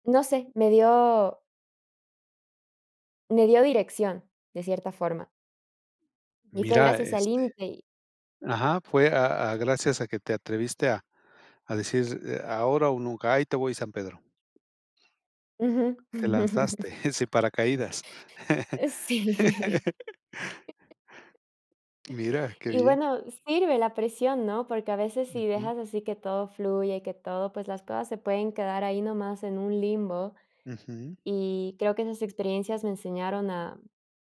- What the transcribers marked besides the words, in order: chuckle; laughing while speaking: "Sí"; laugh; other background noise; tapping; laughing while speaking: "eh, sin paracaídas"; laugh
- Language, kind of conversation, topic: Spanish, podcast, ¿Cómo aprovechas las limitaciones para impulsar tu creatividad?